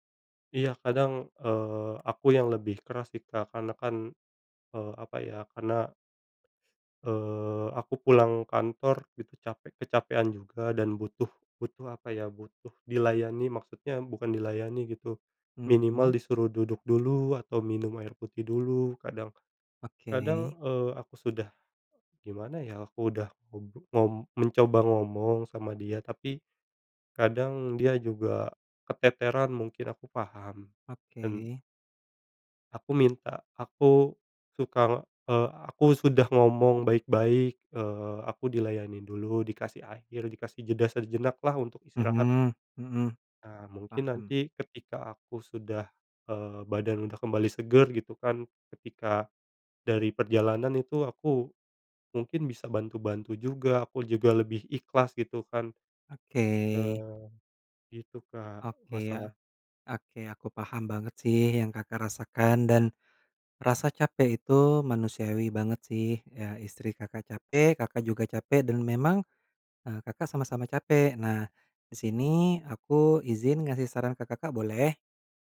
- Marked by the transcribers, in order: none
- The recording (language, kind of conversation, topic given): Indonesian, advice, Pertengkaran yang sering terjadi